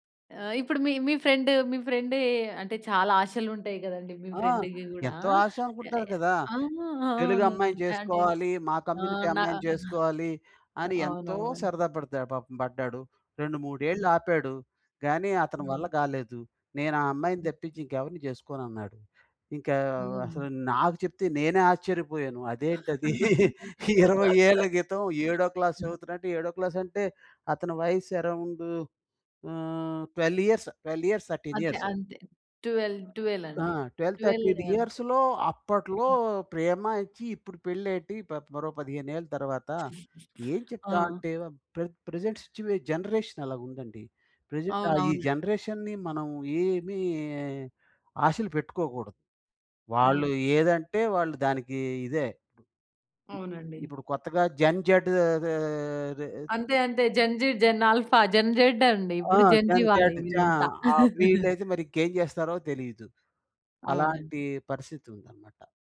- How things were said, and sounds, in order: in English: "ఫ్రెండ్‌కి"; in English: "కమ్యూనిటీ"; chuckle; other noise; chuckle; laugh; tapping; in English: "క్లాస్"; in English: "క్లాస్"; drawn out: "ఆహ్"; in English: "ట్వెల్వ్"; in English: "ట్వెల్వ్ ఇయర్స్, థర్టీన్ ఇయర్స్"; in English: "ట్వెల్వ్ ట్వెల్వ్"; in English: "ట్వెల్వ్ థర్టీన్ ఇయర్స్‌లో"; in English: "ట్వెల్వ్"; chuckle; in English: "ప్ర ప్రెజెంట్ సిట్యుయే"; in English: "ప్రెజెంట్"; in English: "జనరేషన్‌ని"; other background noise; in English: "జన్ జేడ్"; in English: "జన్ జీ, జన్ ఆల్ఫా, జన్ జెడ్"; in English: "జన్ జేడ్"; in English: "జన్ జీ"; chuckle
- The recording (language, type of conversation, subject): Telugu, podcast, పెళ్లి విషయంలో మీ కుటుంబం మీ నుంచి ఏవేవి ఆశిస్తుంది?